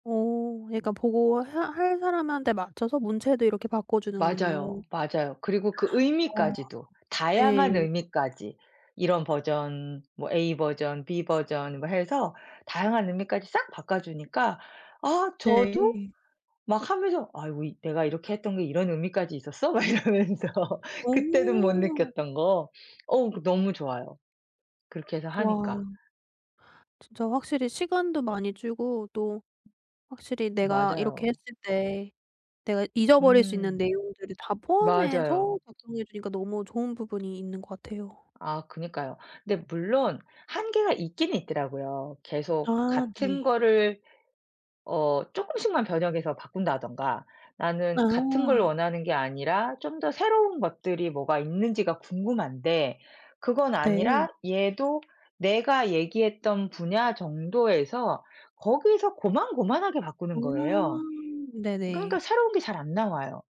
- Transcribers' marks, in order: tapping; other background noise; laughing while speaking: "막 이러면서"
- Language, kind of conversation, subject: Korean, podcast, 앞으로 인공지능이 우리의 일상생활을 어떻게 바꿀 거라고 보시나요?